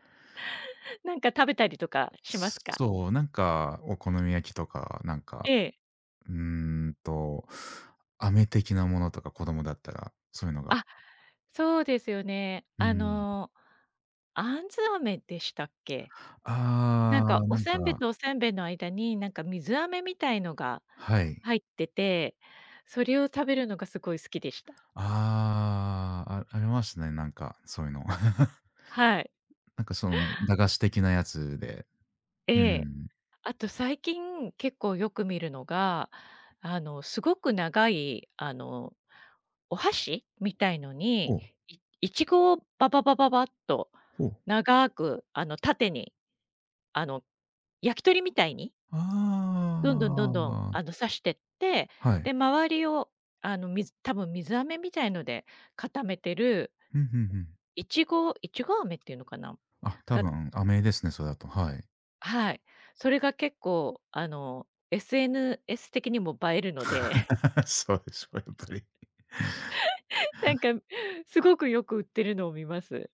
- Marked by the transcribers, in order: chuckle; other background noise; laugh; laughing while speaking: "そうでしょ、やっぱり"; chuckle
- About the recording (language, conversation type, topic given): Japanese, unstructured, お祭りに行くと、どんな気持ちになりますか？